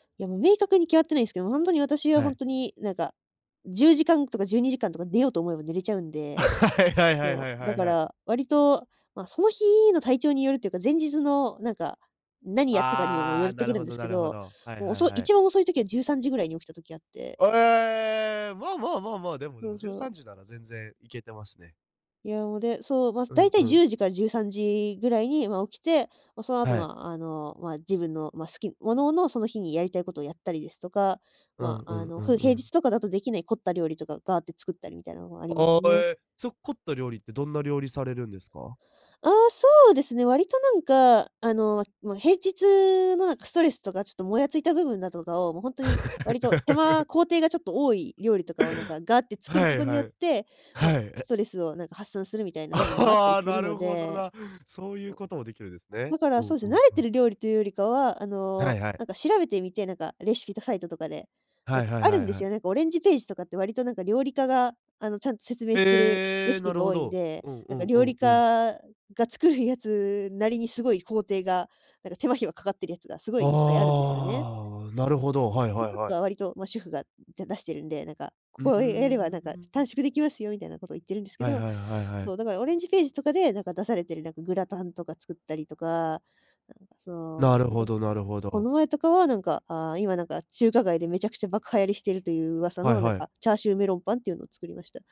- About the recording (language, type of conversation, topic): Japanese, podcast, 休日はどのように過ごすのがいちばん好きですか？
- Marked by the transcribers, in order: laughing while speaking: "はい はい はい はい はい はい"; giggle; laughing while speaking: "あ、は、なるほどな"; in English: "レシピ"; in English: "サイト"; in English: "レシピ"; drawn out: "ああ"